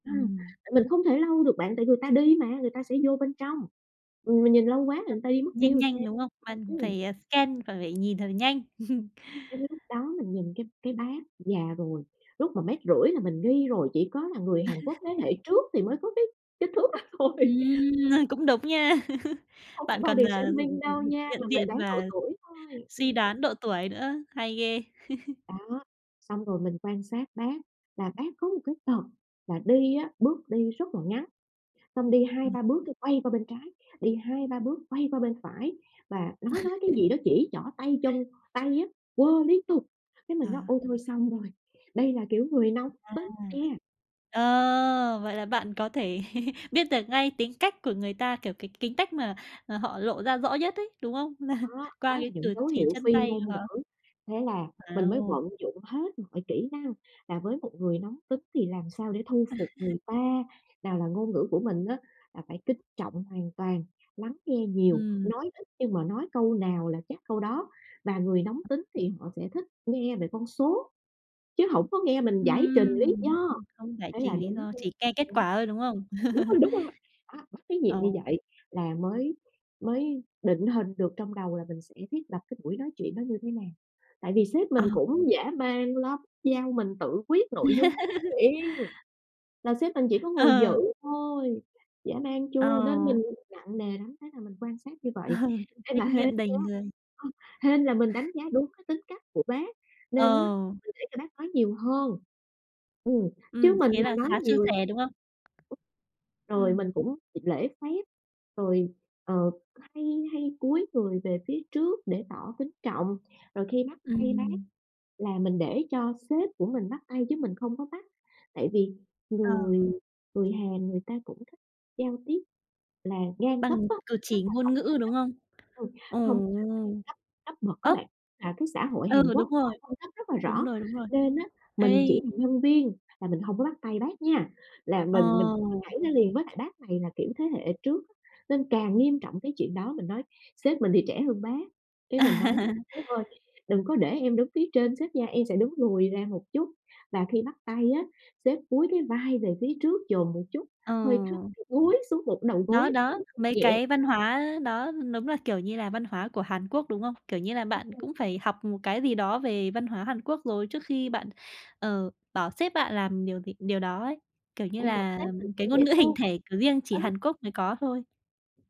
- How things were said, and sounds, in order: unintelligible speech; in English: "scan"; tapping; chuckle; laugh; laughing while speaking: "thước đó thôi"; laugh; in English: "body shaming"; laugh; unintelligible speech; laugh; other background noise; chuckle; chuckle; laugh; in English: "care"; unintelligible speech; chuckle; laugh; laughing while speaking: "Ờ"; laughing while speaking: "Ờ"; chuckle; unintelligible speech; unintelligible speech; laughing while speaking: "À"; unintelligible speech; unintelligible speech
- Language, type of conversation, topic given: Vietnamese, podcast, Bạn thường chú ý nhất đến dấu hiệu phi ngôn ngữ nào khi gặp người mới?